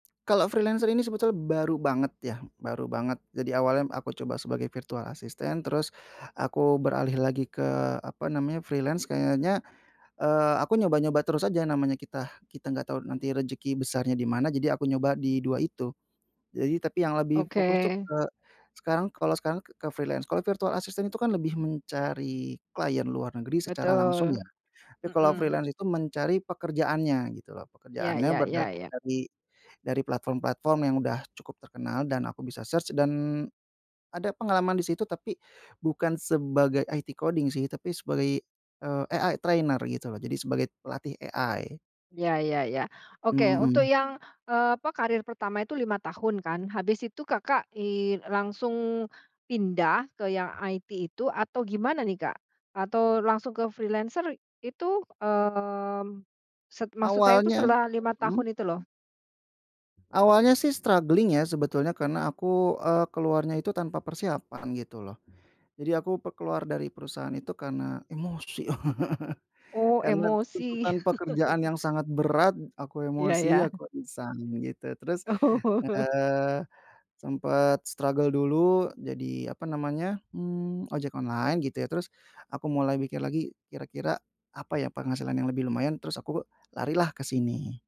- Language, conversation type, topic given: Indonesian, podcast, Bagaimana cara menceritakan pengalaman beralih karier di CV dan saat wawancara?
- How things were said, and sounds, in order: other background noise; in English: "freelancer"; in English: "virtual asisstant"; in English: "freelance"; in English: "freelance"; in English: "virtual assistant"; in English: "freelance"; in English: "search"; in English: "IT coding"; in English: "AI trainer"; in English: "AI"; in English: "IT"; in English: "freelancer"; in English: "struggling"; chuckle; laugh; chuckle; laughing while speaking: "Oh"; in English: "struggle"